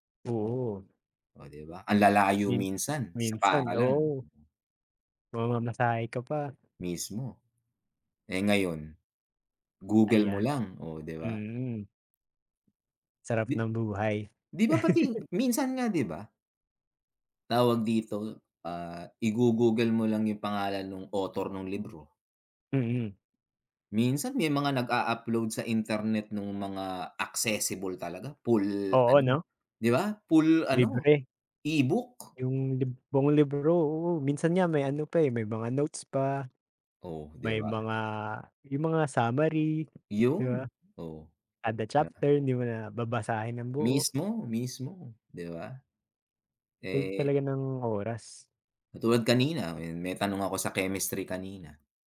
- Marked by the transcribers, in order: other background noise; chuckle; tapping
- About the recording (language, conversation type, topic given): Filipino, unstructured, Paano nagbago ang paraan ng pag-aaral dahil sa mga plataporma sa internet para sa pagkatuto?